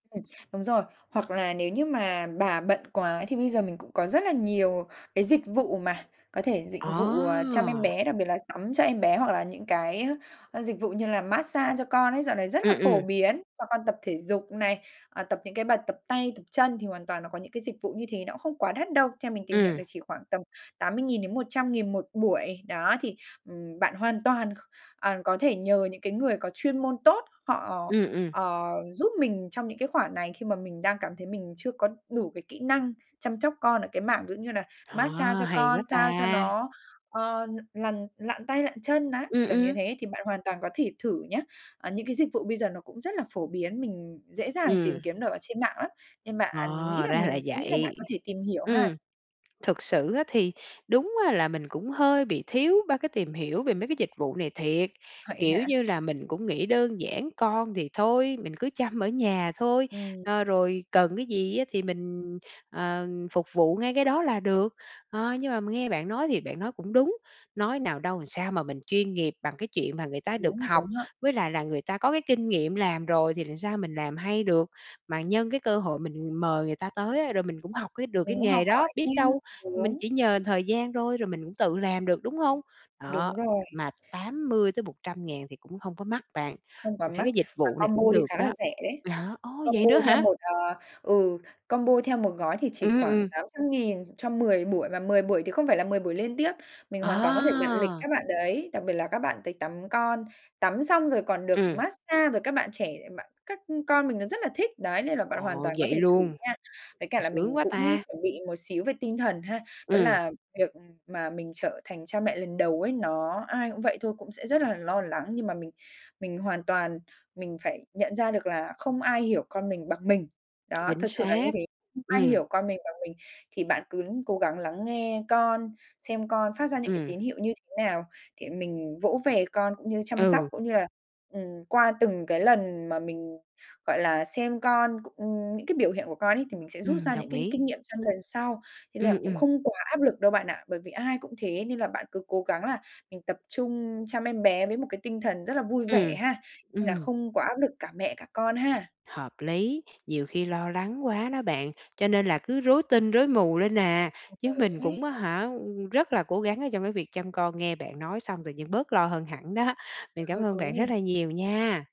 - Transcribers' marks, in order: tapping; other background noise; unintelligible speech; unintelligible speech; "cứ" said as "cướn"; unintelligible speech
- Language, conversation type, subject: Vietnamese, advice, Bạn lo lắng điều gì nhất khi lần đầu trở thành cha mẹ?
- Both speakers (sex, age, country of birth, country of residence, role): female, 20-24, Vietnam, Vietnam, advisor; female, 40-44, Vietnam, Vietnam, user